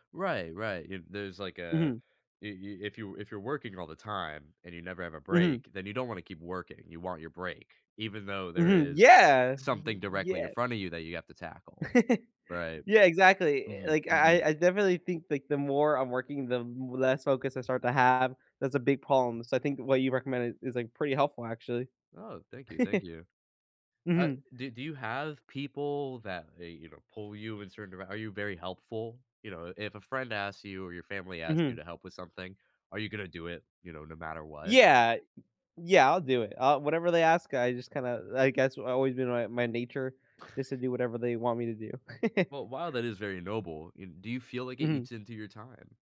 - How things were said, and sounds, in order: other noise; other background noise; chuckle; chuckle; chuckle; chuckle
- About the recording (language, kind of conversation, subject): English, advice, How can I manage stress while balancing work and home responsibilities?
- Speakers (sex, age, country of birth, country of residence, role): male, 20-24, United States, United States, user; male, 25-29, United States, United States, advisor